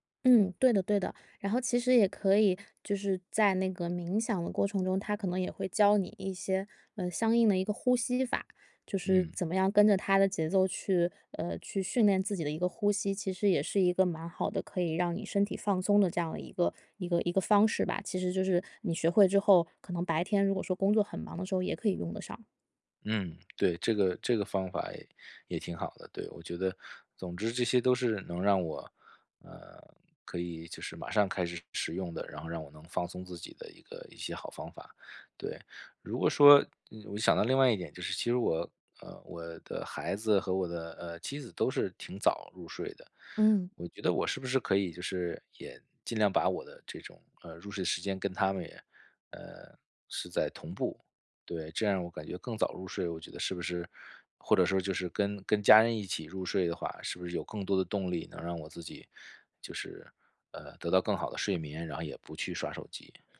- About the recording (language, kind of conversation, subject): Chinese, advice, 睡前如何做全身放松练习？
- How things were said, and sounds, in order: none